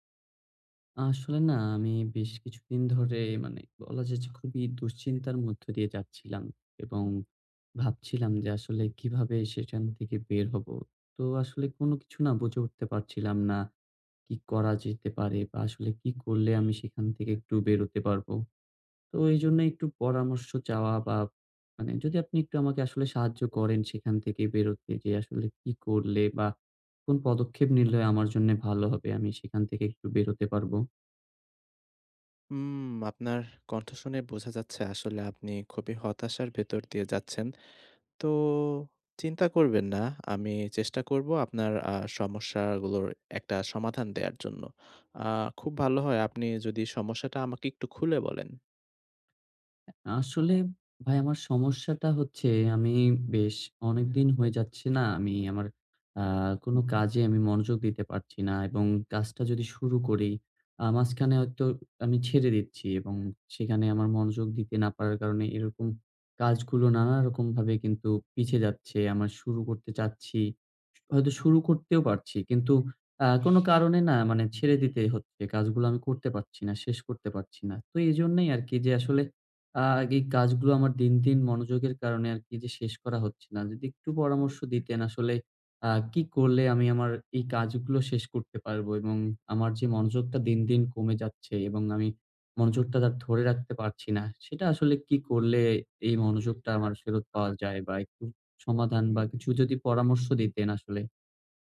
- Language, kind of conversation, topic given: Bengali, advice, কাজের মধ্যে মনোযোগ ধরে রাখার নতুন অভ্যাস গড়তে চাই
- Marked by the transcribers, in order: other background noise; horn; tapping